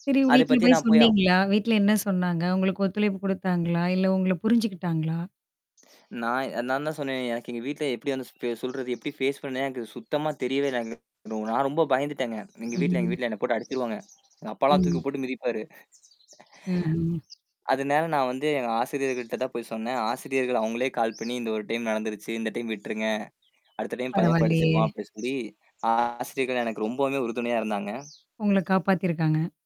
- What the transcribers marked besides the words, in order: mechanical hum; other background noise; other noise; bird; in English: "ஃபேஸ்"; distorted speech; static
- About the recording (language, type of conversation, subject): Tamil, podcast, தோல்வி ஏற்பட்டால் நீங்கள் எப்படி மீண்டு எழுகிறீர்கள்?